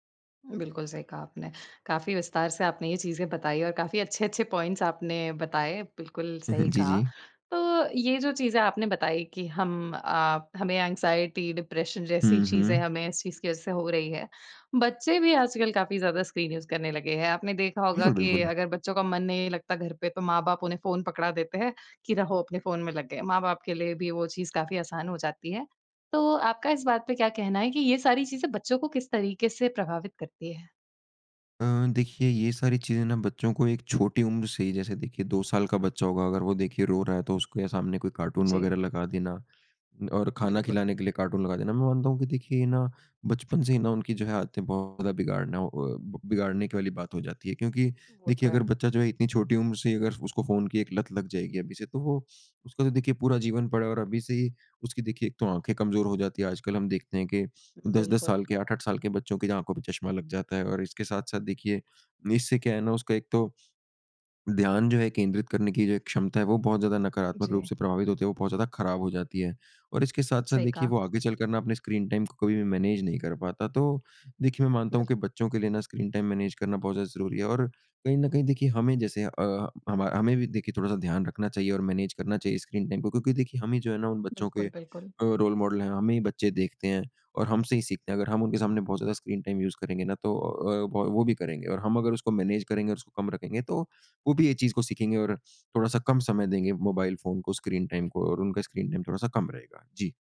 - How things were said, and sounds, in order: in English: "पॉइंट्स"; chuckle; in English: "एंग्जायटी, डिप्रेशन"; in English: "स्क्रीन यूज़"; in English: "स्क्रीन टाइम"; in English: "मैनेज"; in English: "स्क्रीन टाइम मैनेज"; in English: "मैनेज"; in English: "स्क्रीन"; in English: "रोल मॉडल"; in English: "स्क्रीन टाइम यूज़"; in English: "मैनेज"
- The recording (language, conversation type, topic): Hindi, podcast, आप स्क्रीन पर बिताए समय को कैसे प्रबंधित करते हैं?